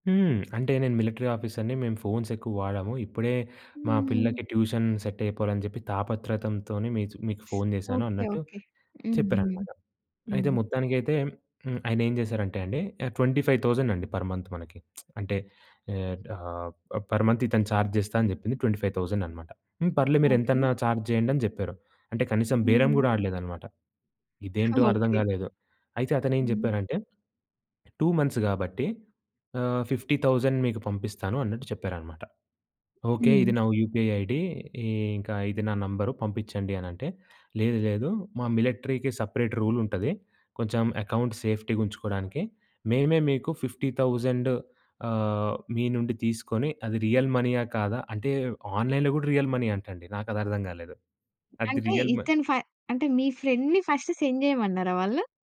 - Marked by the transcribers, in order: in English: "మిలిటరీ ఆఫీసర్‌ని"; in English: "ట్యూషన్ సెట్"; other background noise; in English: "ట్వంటీ ఫైవ్ థౌసండ్"; in English: "పర్ మంత్"; lip smack; in English: "పర్ మంత్"; in English: "ఛార్జ్"; in English: "ట్వంటీ ఫైవ్ థౌసండ్"; in English: "ఛార్జ్"; chuckle; in English: "టూ మంత్స్"; in English: "ఫిఫ్టీ థౌసండ్"; in English: "యూపీఐ ఐడీ"; in English: "మిలిటరీకి సెపరేట్ రూల్"; in English: "అకౌంట్ సేఫ్టీగా"; in English: "ఫిఫ్టీ థౌసండ్"; in English: "రియల్"; in English: "ఆన్‌లైన్‌లో"; in English: "రియల్ మనీ"; in English: "రియల్"; in English: "ఫ్రెండ్‌ని ఫస్ట్ సెండ్"
- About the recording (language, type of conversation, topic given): Telugu, podcast, సామాజిక మాధ్యమాలను ఆరోగ్యకరంగా ఎలా వాడాలి అని మీరు అనుకుంటున్నారు?